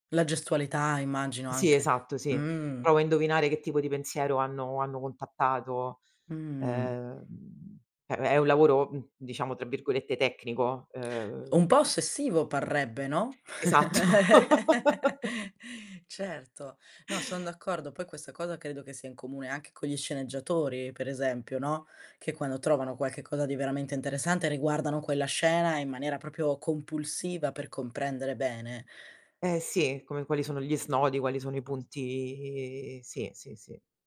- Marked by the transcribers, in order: other background noise; chuckle; "proprio" said as "propio"; drawn out: "punti"
- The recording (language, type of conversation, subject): Italian, podcast, Come ti dividi tra la creatività e il lavoro quotidiano?
- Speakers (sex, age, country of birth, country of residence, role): female, 20-24, Italy, Italy, host; female, 35-39, Italy, Italy, guest